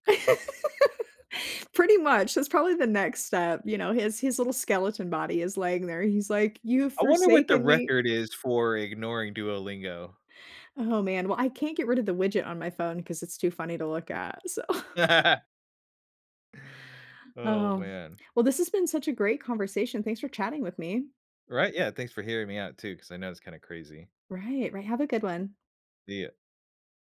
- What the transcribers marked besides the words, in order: laugh; laugh; chuckle; inhale
- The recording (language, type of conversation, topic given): English, unstructured, What small rituals can I use to reset after a stressful day?